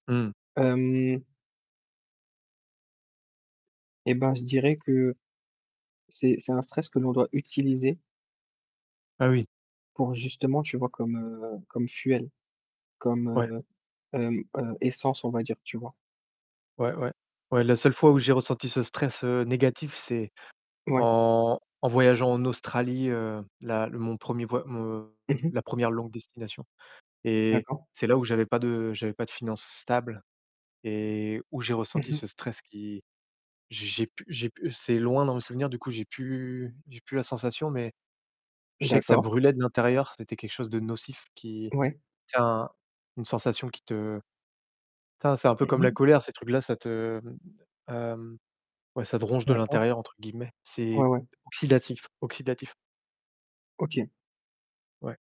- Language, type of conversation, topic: French, unstructured, Comment gérez-vous le stress lié à vos finances personnelles ?
- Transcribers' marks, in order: in English: "fuel"; distorted speech